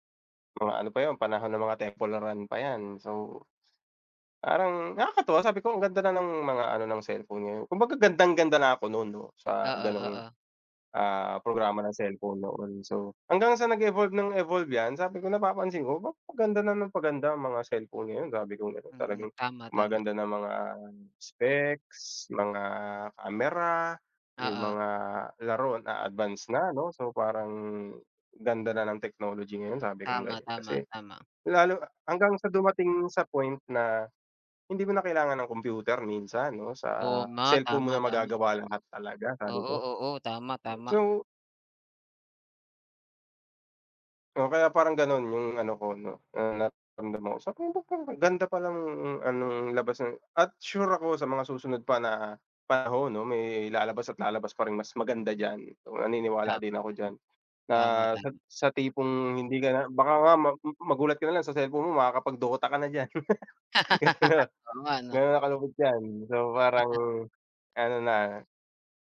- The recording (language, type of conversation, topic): Filipino, unstructured, Ano ang naramdaman mo nang unang beses kang gumamit ng matalinong telepono?
- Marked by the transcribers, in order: "nga" said as "ma"; "tama" said as "tami"; "tama" said as "tangi"; laugh; laugh; unintelligible speech; chuckle